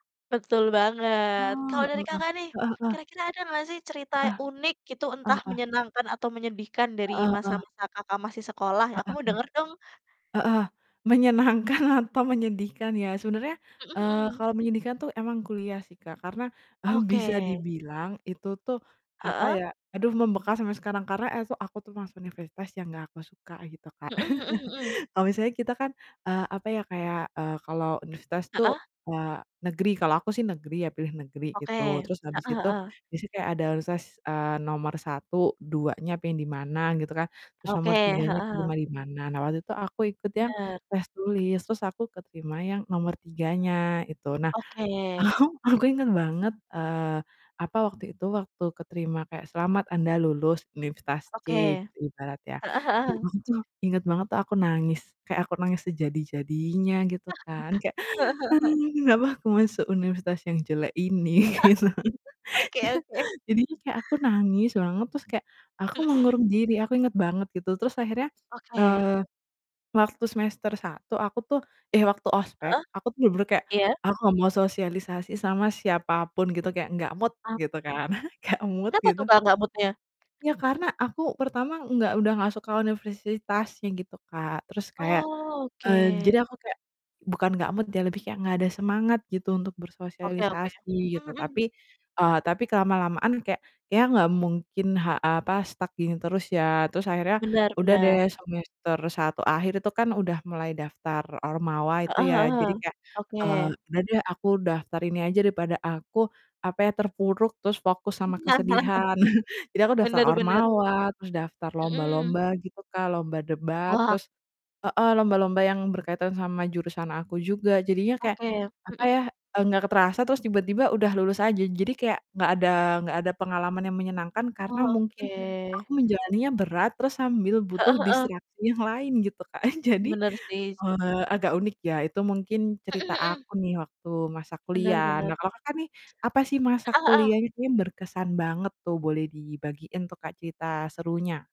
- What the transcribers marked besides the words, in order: distorted speech; laughing while speaking: "menyenangkan"; chuckle; other background noise; tapping; laughing while speaking: "ahu"; chuckle; inhale; other noise; chuckle; laughing while speaking: "Gitu"; laugh; chuckle; in English: "mood"; chuckle; in English: "mood"; in English: "mood-nya?"; drawn out: "Oke"; in English: "mood"; mechanical hum; in English: "stuck"; laugh; chuckle; static; chuckle
- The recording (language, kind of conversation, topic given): Indonesian, unstructured, Apa kenangan paling berkesan dari masa sekolah Anda?
- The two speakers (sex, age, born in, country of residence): female, 20-24, Indonesia, Indonesia; female, 25-29, Indonesia, Indonesia